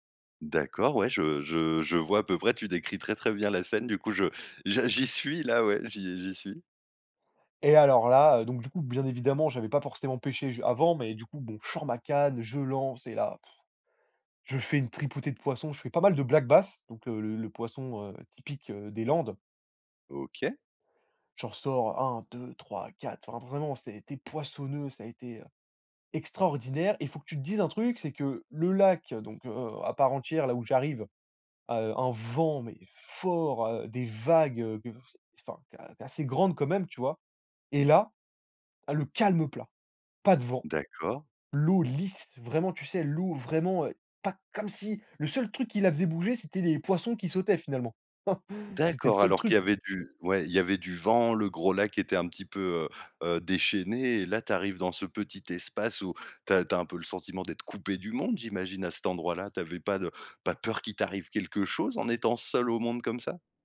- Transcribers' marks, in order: "forcément" said as "porcément"; blowing; stressed: "extraordinaire"; stressed: "fort"; unintelligible speech; stressed: "le calme plat"; stressed: "lisse"; chuckle
- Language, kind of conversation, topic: French, podcast, Peux-tu nous raconter une de tes aventures en solo ?